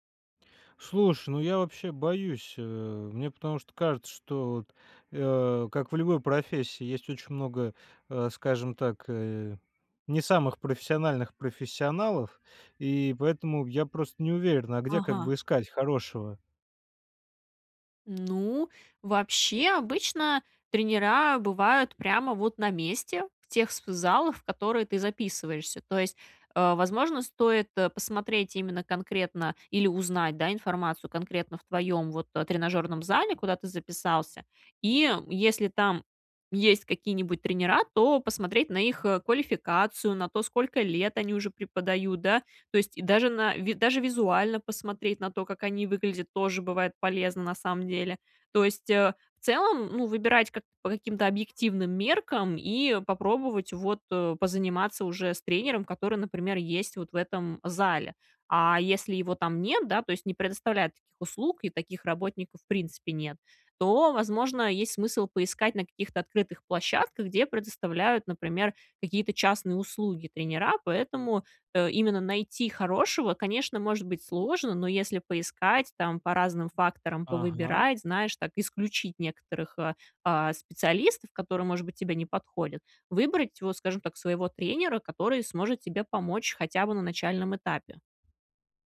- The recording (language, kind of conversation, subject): Russian, advice, Как перестать бояться начать тренироваться из-за перфекционизма?
- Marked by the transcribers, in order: tapping